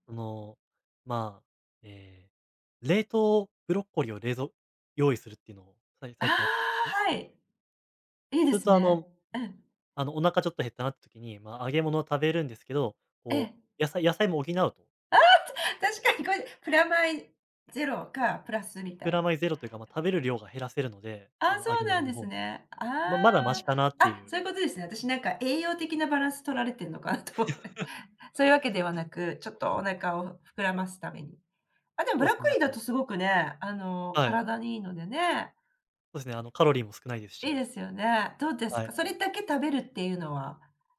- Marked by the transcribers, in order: other background noise; laughing while speaking: "取られてんのかなと思って"; laugh
- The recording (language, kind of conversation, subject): Japanese, podcast, 目先の快楽に負けそうなとき、我慢するコツはありますか？
- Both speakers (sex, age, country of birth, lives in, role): female, 50-54, Japan, Japan, host; male, 20-24, Japan, Japan, guest